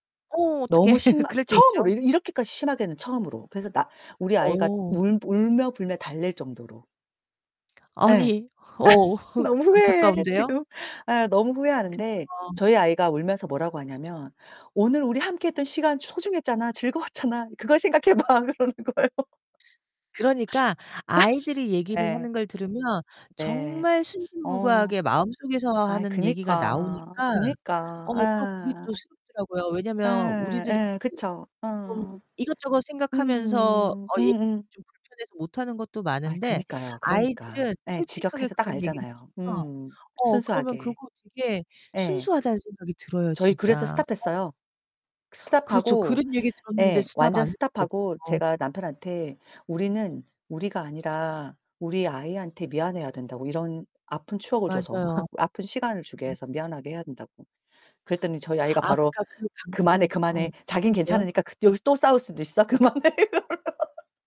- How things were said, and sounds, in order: laughing while speaking: "어떡해"; distorted speech; laughing while speaking: "아 너무 후회해 지금"; other background noise; laughing while speaking: "즐거웠잖아. 그걸 생각해 봐. 그러는 거예요"; laugh; laugh; laughing while speaking: "그만해 이러는 거"; laugh
- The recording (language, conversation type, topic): Korean, unstructured, 사랑하는 사람과 함께 보내는 시간은 왜 소중할까요?